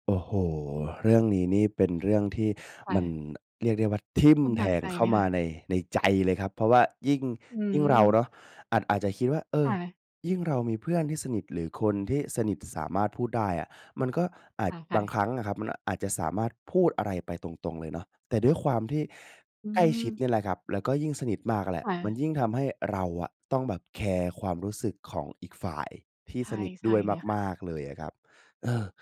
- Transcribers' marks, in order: none
- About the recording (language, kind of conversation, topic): Thai, podcast, ควรใช้เทคนิคอะไรเมื่อจำเป็นต้องคุยเรื่องยากกับคนสนิท?